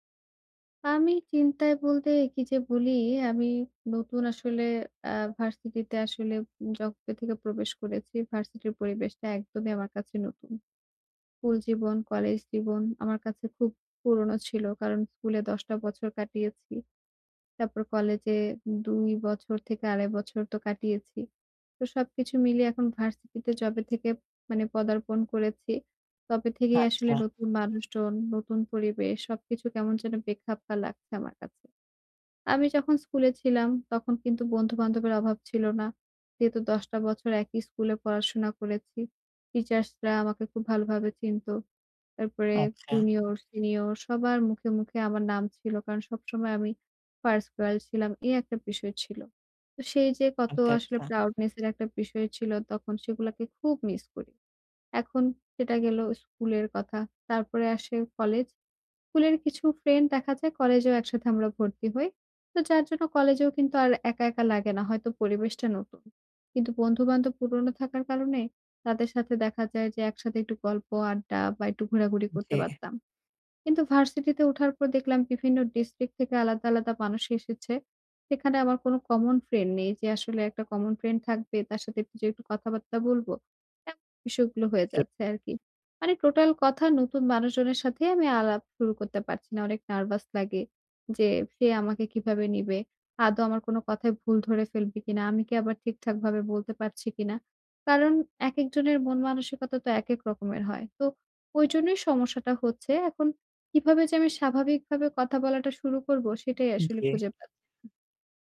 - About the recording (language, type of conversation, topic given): Bengali, advice, নতুন মানুষের সাথে স্বাভাবিকভাবে আলাপ কীভাবে শুরু করব?
- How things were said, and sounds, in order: in English: "proudness"